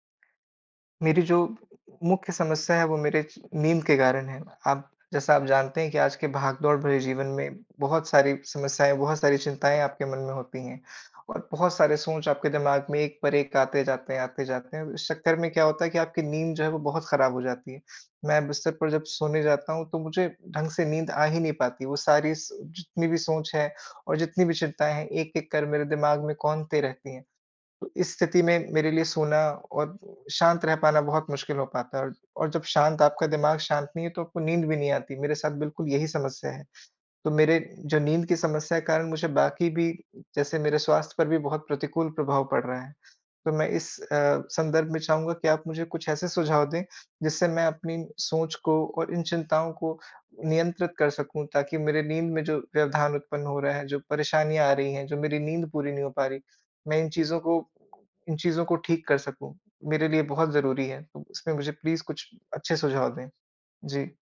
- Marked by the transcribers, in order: in English: "प्लीज़"
- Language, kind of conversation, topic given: Hindi, advice, क्या ज़्यादा सोचने और चिंता की वजह से आपको नींद नहीं आती है?